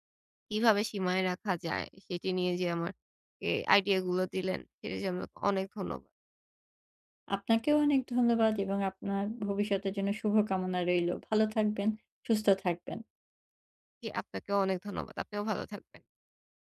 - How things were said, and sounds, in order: none
- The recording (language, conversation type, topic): Bengali, advice, বাজেট সীমায় মানসম্মত কেনাকাটা